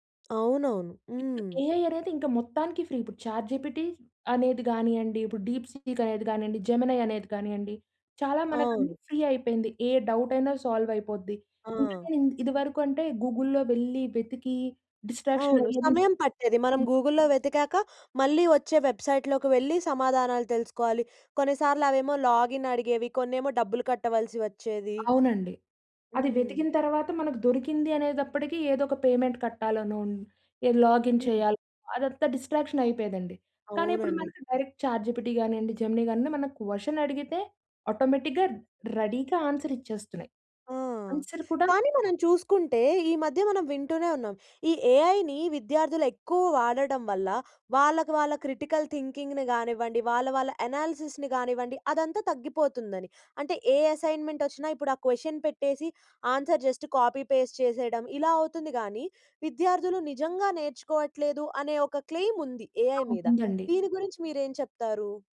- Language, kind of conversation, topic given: Telugu, podcast, డిజిటల్ సాధనాలు విద్యలో నిజంగా సహాయపడాయా అని మీరు భావిస్తున్నారా?
- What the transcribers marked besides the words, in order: in English: "ఏఐ"; in English: "ఫ్రీ"; in English: "ఫ్రీ"; other background noise; unintelligible speech; in English: "గూగుల్‌లో"; in English: "డిస్ట్రాక్షన్"; in English: "గూగుల్‌లో"; unintelligible speech; in English: "వెబ్సైట్‌లోకి"; in English: "లాగిన్"; in English: "పేమెంట్"; "కట్టాలనో" said as "కట్టాలనోన్"; in English: "లాగిన్"; in English: "డైరెక్ట్"; in English: "ఆటోమేటిక్‌గా, రెడీగా"; in English: "ఆన్సర్"; in English: "ఏఐని"; in English: "క్రిటికల్ థింకింగ్‌ని"; in English: "అనాలిసిస్‌ని"; in English: "క్వెషన్"; in English: "ఆన్సర్ జస్ట్ కాపీ పేస్ట్"; in English: "ఏఐ"